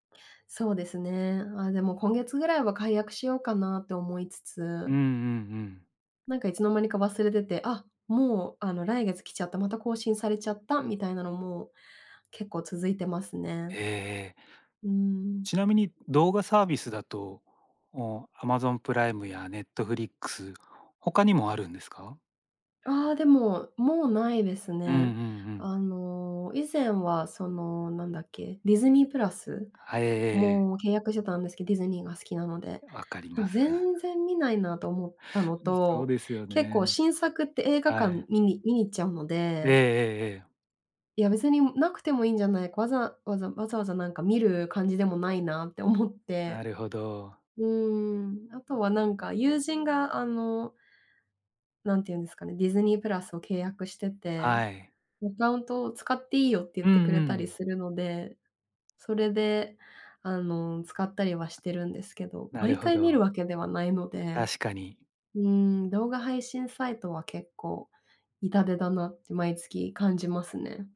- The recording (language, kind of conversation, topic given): Japanese, advice, サブスクや固定費が増えすぎて解約できないのですが、どうすれば減らせますか？
- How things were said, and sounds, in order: chuckle; tapping